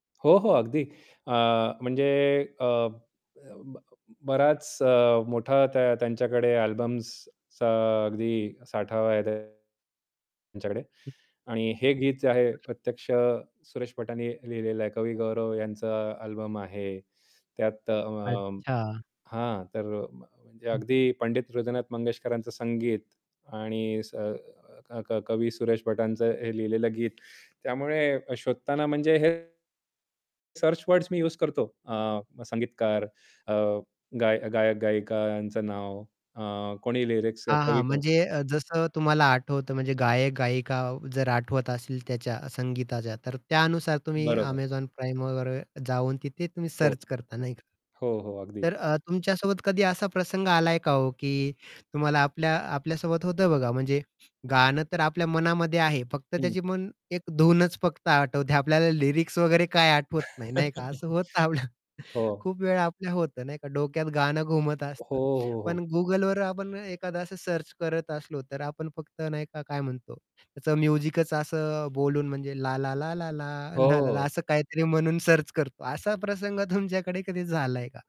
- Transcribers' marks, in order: distorted speech; other background noise; static; in English: "सर्च"; tapping; in English: "लिरिक्स"; in English: "सर्च"; laughing while speaking: "आपल्याला"; in English: "लिरिक्स"; laugh; laughing while speaking: "होतं आपलं"; in English: "सर्च"; in English: "म्युझिकच"; singing: "ला, ला, ला ला, ला, ला, ला, ला"; laughing while speaking: "ला, ला, ला असं काहीतरी"; in English: "सर्च"; laughing while speaking: "तुमच्याकडे"
- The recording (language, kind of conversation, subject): Marathi, podcast, तुम्हाला एखादं जुने गाणं शोधायचं असेल, तर तुम्ही काय कराल?